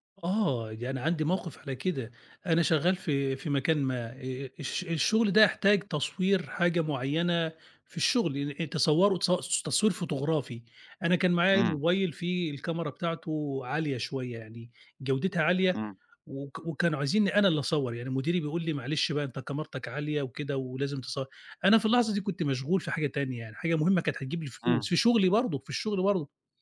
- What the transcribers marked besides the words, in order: unintelligible speech
- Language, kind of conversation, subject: Arabic, podcast, إزاي أتعلم أحب نفسي أكتر؟